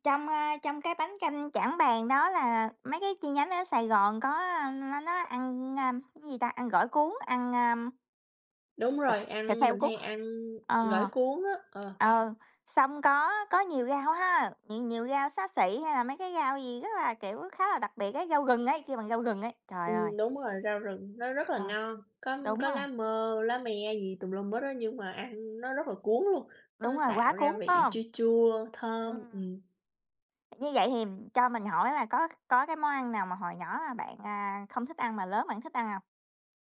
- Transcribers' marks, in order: tapping; other background noise
- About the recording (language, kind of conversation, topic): Vietnamese, unstructured, Món ăn nào gắn liền với ký ức tuổi thơ của bạn?